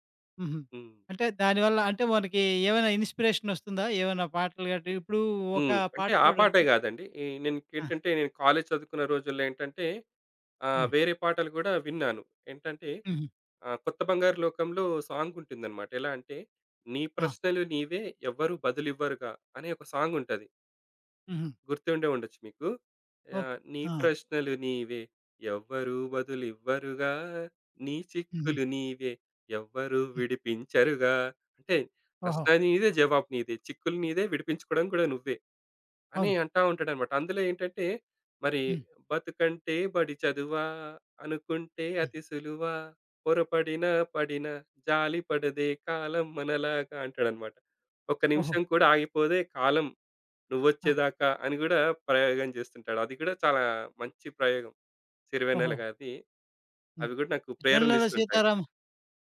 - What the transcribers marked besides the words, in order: in English: "ఇన్‌స్పిరేషన్"; other background noise; in English: "కాలేజ్"; singing: "నీ ప్రశ్నలు నీవే ఎవ్వరూ బదులు ఇవ్వరుగా, నీ చిక్కులు నీవే ఎవ్వరూ విడిపించరుగా"; singing: "బతుకంటే బడి చదువా? అనుకుంటే అతి సులువ పొరపడినా పడినా జాలి పడదే కాలం మనలాగా"
- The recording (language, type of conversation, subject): Telugu, podcast, ఒక పాట వింటే మీకు ఒక నిర్దిష్ట వ్యక్తి గుర్తుకొస్తారా?